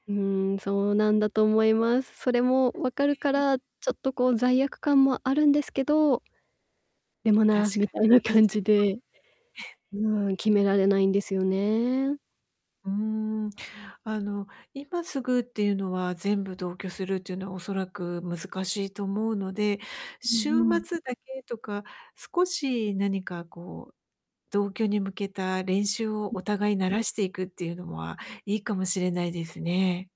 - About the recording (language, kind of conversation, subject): Japanese, advice, 親の介護や同居について、どうすればよいか決められないときはどうしたらいいですか？
- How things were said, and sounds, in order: distorted speech; laughing while speaking: "みたいな感じ"; unintelligible speech; chuckle